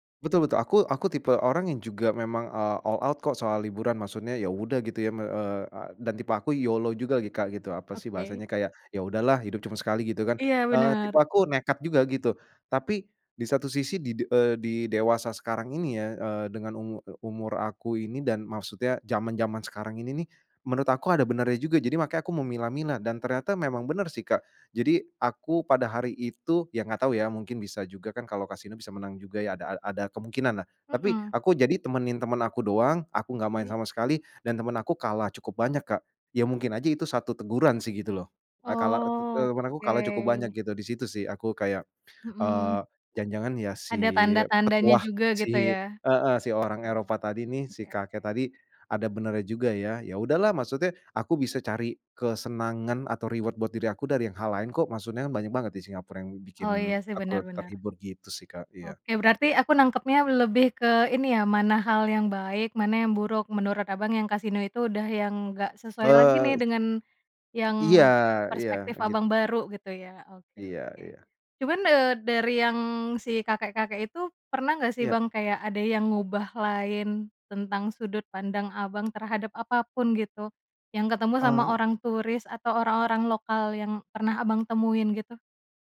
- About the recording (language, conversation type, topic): Indonesian, podcast, Pernahkah kamu mengalami pertemuan singkat yang mengubah cara pandangmu?
- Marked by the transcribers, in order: in English: "all out"; in English: "YOLO"; in English: "reward"; "Singapura" said as "Singapur"; other background noise